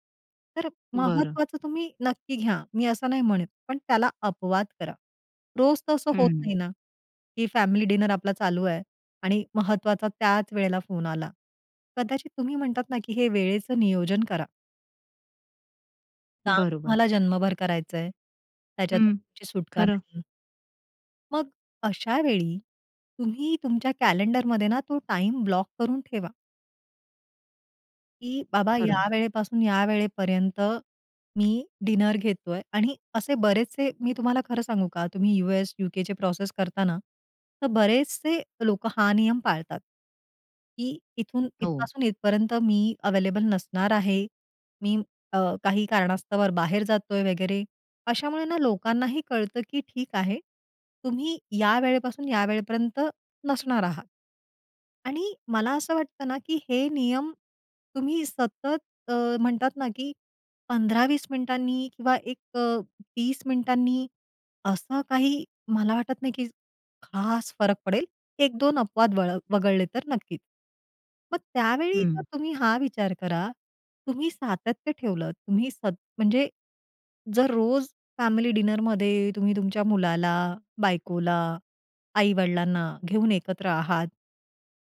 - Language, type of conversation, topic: Marathi, podcast, कुटुंबीय जेवणात मोबाईल न वापरण्याचे नियम तुम्ही कसे ठरवता?
- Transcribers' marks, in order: in English: "डिनर"; in English: "डिनर"; other background noise; in English: "अवेलेबल"; in English: "डिनरमध्ये"